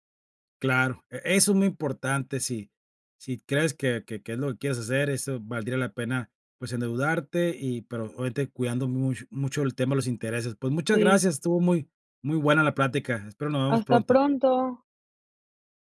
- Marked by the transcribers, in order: none
- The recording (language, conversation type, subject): Spanish, podcast, ¿Qué opinas de endeudarte para estudiar y mejorar tu futuro?